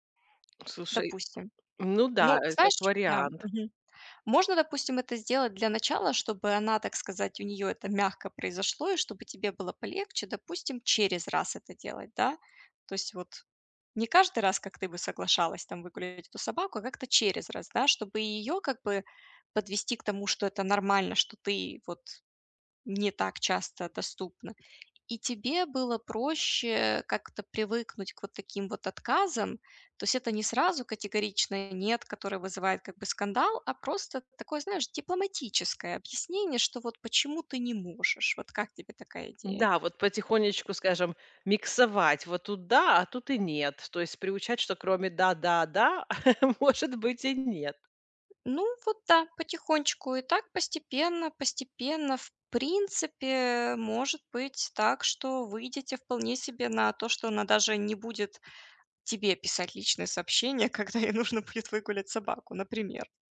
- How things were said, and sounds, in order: tapping; other background noise; chuckle; laughing while speaking: "может быть"; laughing while speaking: "когда ей нужно будет"
- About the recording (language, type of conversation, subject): Russian, advice, Как мне уважительно отказывать и сохранять уверенность в себе?